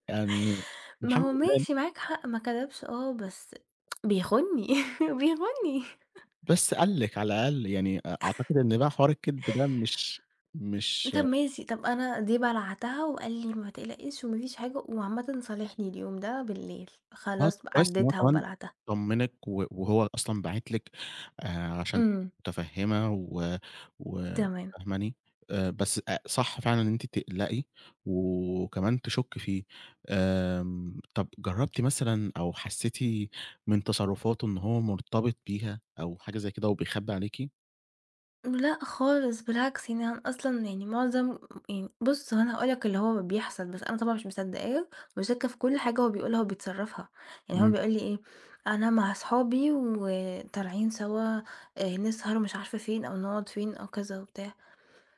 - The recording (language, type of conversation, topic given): Arabic, advice, إزاي أقرر أسيب ولا أكمل في علاقة بتأذيني؟
- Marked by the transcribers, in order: tsk; chuckle; chuckle; tapping